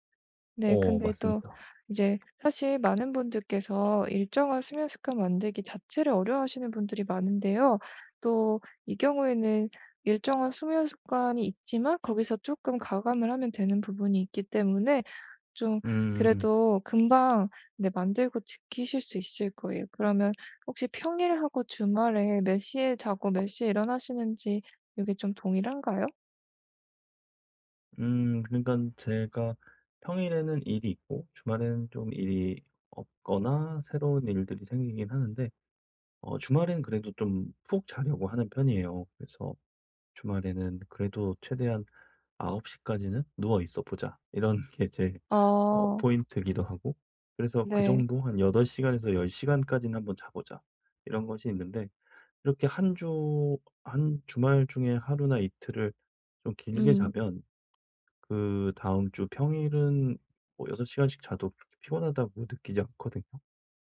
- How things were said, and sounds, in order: other background noise; tapping; laughing while speaking: "이런 게"
- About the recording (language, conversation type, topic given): Korean, advice, 일정한 수면 스케줄을 만들고 꾸준히 지키려면 어떻게 하면 좋을까요?